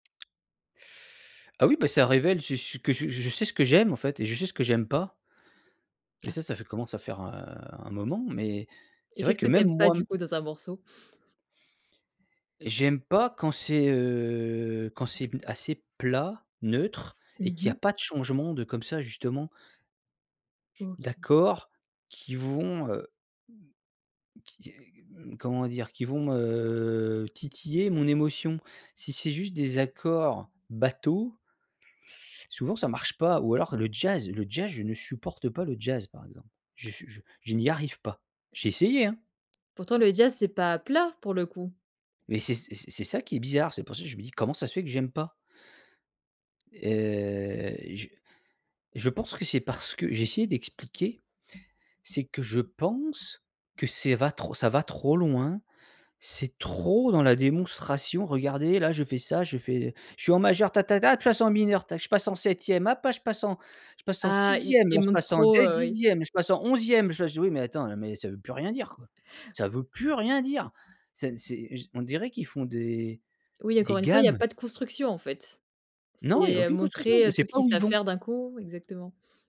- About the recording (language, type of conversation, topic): French, podcast, Quelle chanson écoutes-tu en boucle en ce moment ?
- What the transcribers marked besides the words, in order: tapping; drawn out: "heu"; drawn out: "heu"; other background noise; drawn out: "heu"; drawn out: "Heu"